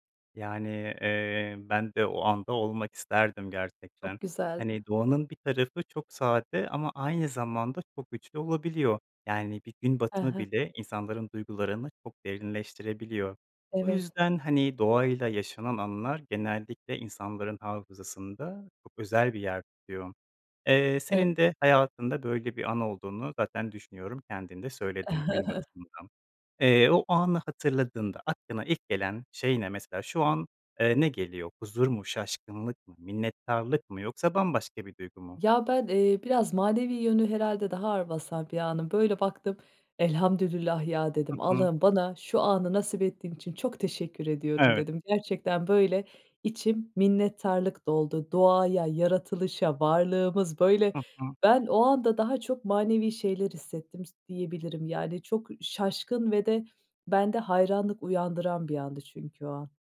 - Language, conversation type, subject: Turkish, podcast, Doğayla ilgili en unutamadığın anını anlatır mısın?
- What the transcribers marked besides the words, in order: chuckle; tapping; other background noise